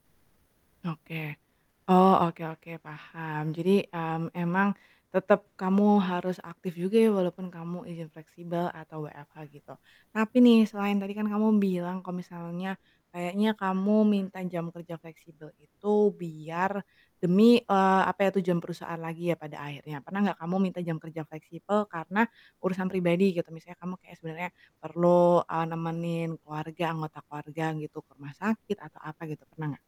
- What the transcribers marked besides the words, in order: other background noise
- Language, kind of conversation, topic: Indonesian, podcast, Bagaimana cara membicarakan jam kerja fleksibel dengan atasan?